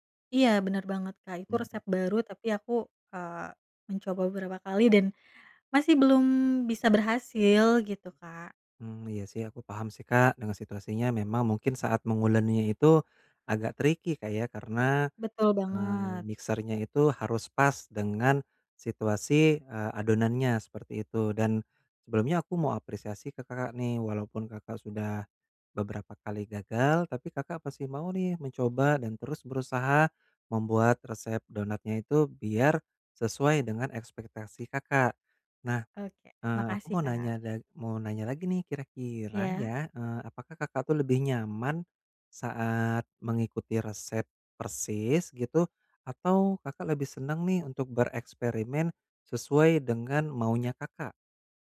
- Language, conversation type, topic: Indonesian, advice, Bagaimana cara mengurangi kecemasan saat mencoba resep baru agar lebih percaya diri?
- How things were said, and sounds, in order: in English: "tricky"; in English: "mixer-nya"; tapping; "masih" said as "pasih"